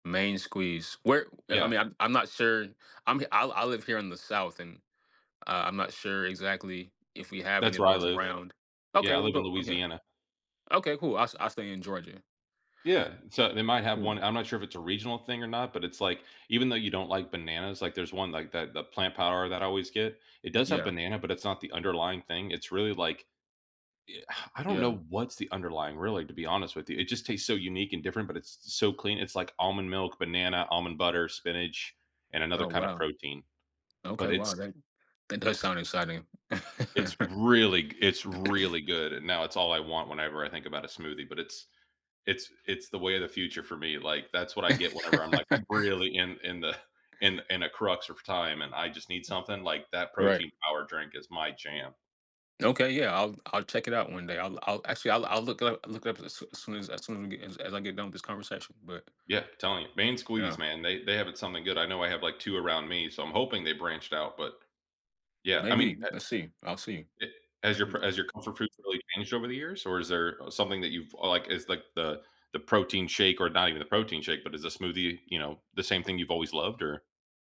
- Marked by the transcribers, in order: background speech; other background noise; stressed: "really"; laugh; throat clearing; laugh; laughing while speaking: "the"
- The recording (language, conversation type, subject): English, unstructured, Why do certain foods bring us comfort when we're feeling tired or stressed?
- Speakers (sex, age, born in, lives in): male, 30-34, United States, United States; male, 35-39, United States, United States